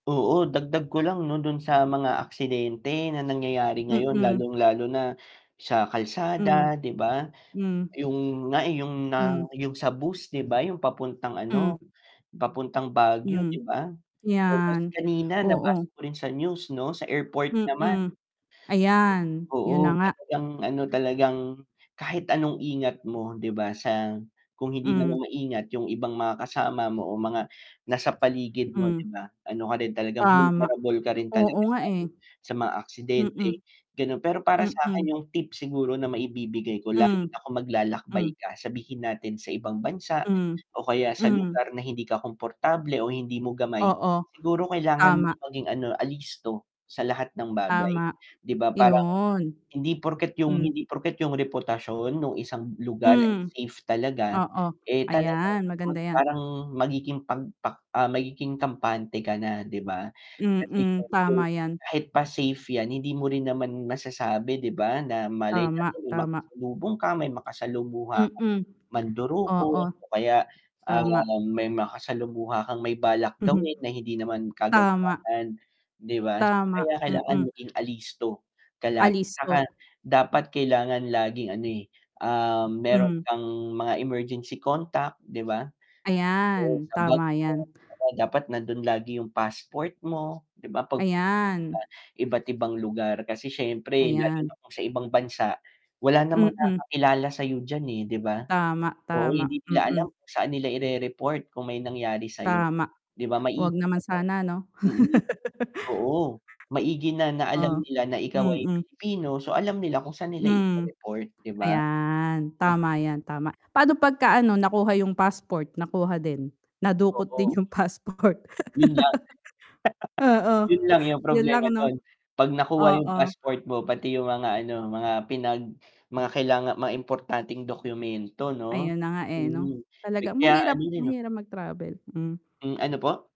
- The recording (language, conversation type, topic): Filipino, unstructured, Anong mga tip ang maibibigay mo para sa ligtas na paglalakbay?
- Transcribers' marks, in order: other background noise; static; distorted speech; unintelligible speech; tapping; unintelligible speech; laugh; drawn out: "Ayan"; mechanical hum; laughing while speaking: "din yung passport"; laugh